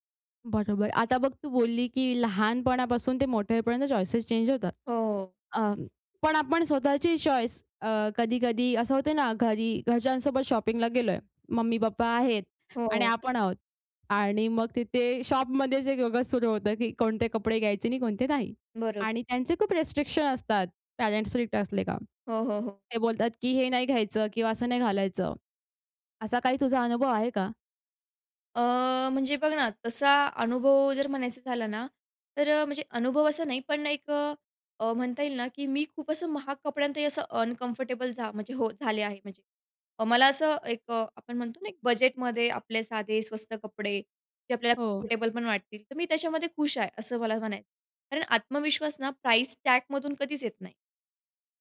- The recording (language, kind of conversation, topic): Marathi, podcast, कुठले पोशाख तुम्हाला आत्मविश्वास देतात?
- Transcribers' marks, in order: in English: "चॉइसेस चेंज"; in English: "चॉईस"; in English: "शॉपिंगला"; in English: "शॉपमध्ये"; in English: "रिस्ट्रिक्शन"; in English: "अनकम्फर्टेबल"; other background noise; in English: "कम्फर्टेबल"; in English: "प्राइस"